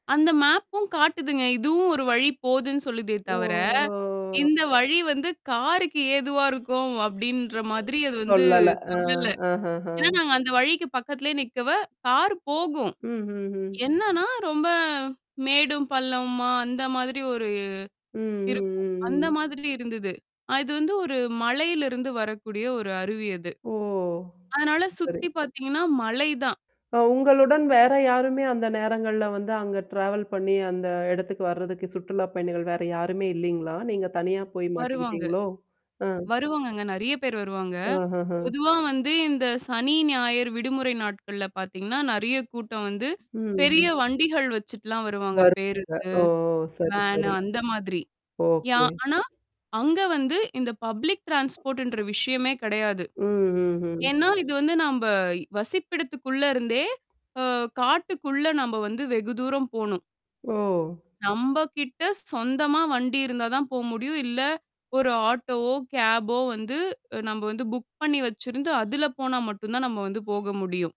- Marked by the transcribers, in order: in English: "மேப்பும்"; static; drawn out: "ஓ!"; distorted speech; in English: "காருக்கு"; horn; other noise; other background noise; mechanical hum; in English: "கார்"; drawn out: "ஓ!"; in English: "ட்ராவல்"; drawn out: "ஓ!"; tapping; in English: "பப்ளிக் ட்ரான்ஸ்போர்ட்ன்ற"; in English: "கேப்போ"; in English: "புக்"
- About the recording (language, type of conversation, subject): Tamil, podcast, பயணத்தின் போது நீங்கள் வழி தவறி போன அனுபவத்தைச் சொல்ல முடியுமா?